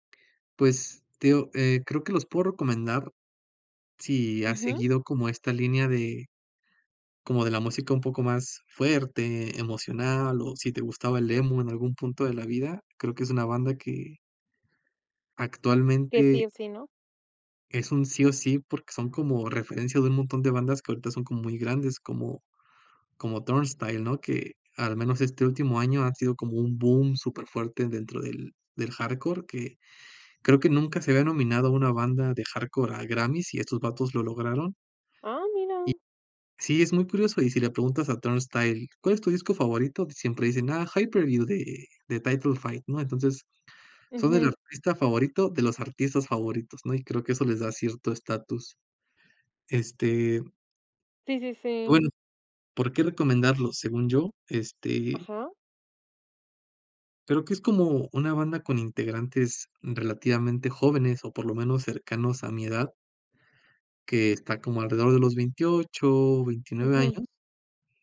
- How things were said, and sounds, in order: none
- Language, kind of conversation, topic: Spanish, podcast, ¿Qué artista recomendarías a cualquiera sin dudar?